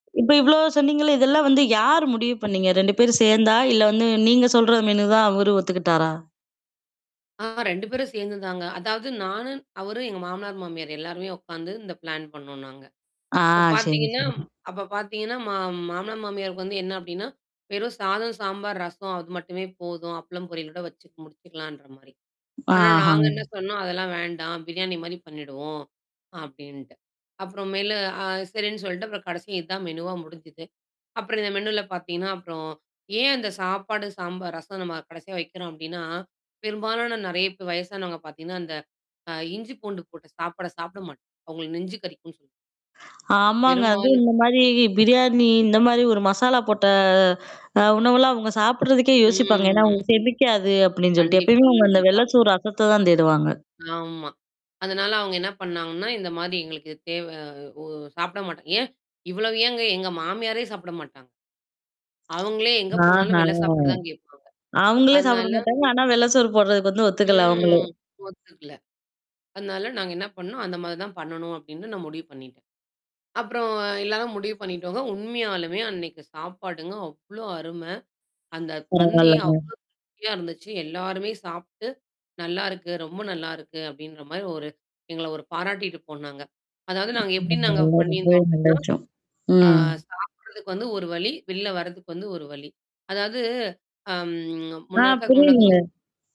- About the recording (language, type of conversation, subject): Tamil, podcast, பெரிய விருந்துக்கான உணவுப் பட்டியலை நீங்கள் எப்படி திட்டமிடுகிறீர்கள்?
- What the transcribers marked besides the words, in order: tapping; in English: "மெனு"; distorted speech; in English: "பிளான்"; other noise; other background noise; in English: "மெனூவா"; in English: "மெனுல"; drawn out: "ம்"; tongue click; drawn out: "ஆஹ!"; drawn out: "ம்"; static; unintelligible speech; drawn out: "அம்"